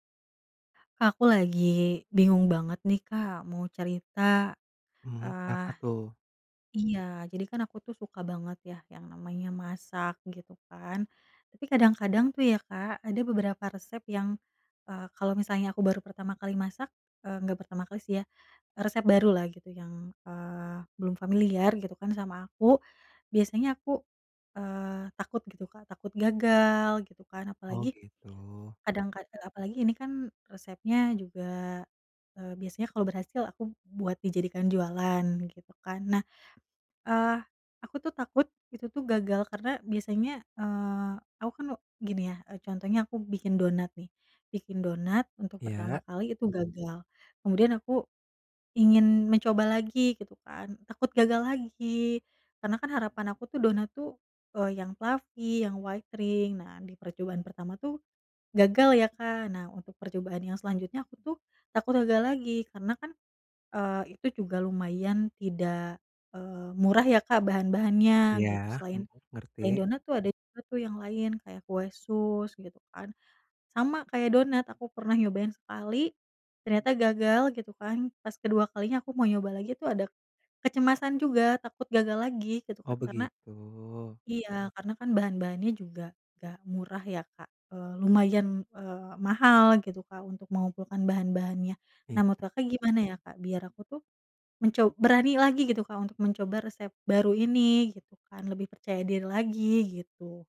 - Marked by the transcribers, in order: tapping; other background noise; in English: "fluffy"; in English: "white ring"
- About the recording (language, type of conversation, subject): Indonesian, advice, Bagaimana cara mengurangi kecemasan saat mencoba resep baru agar lebih percaya diri?